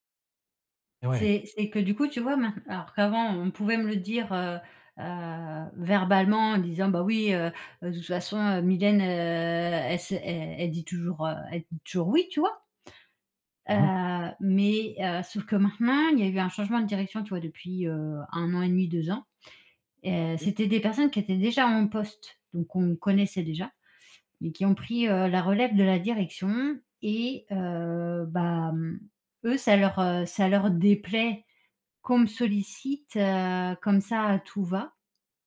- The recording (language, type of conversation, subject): French, advice, Comment puis-je refuser des demandes au travail sans avoir peur de déplaire ?
- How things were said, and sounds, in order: stressed: "déplaît"